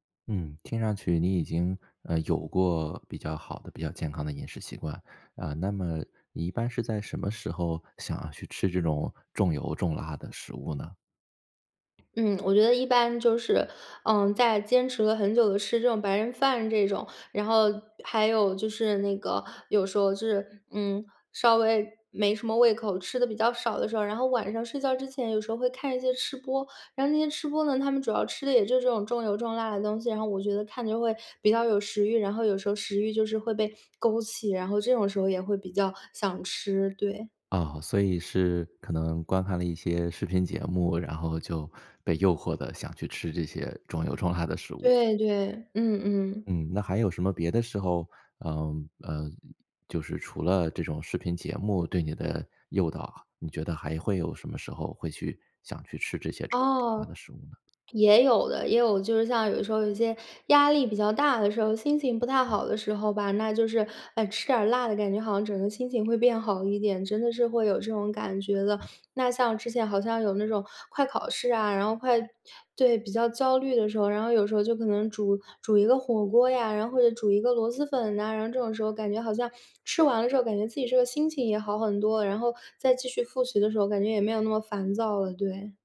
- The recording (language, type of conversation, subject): Chinese, advice, 你为什么总是难以养成健康的饮食习惯？
- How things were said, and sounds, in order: other background noise; other noise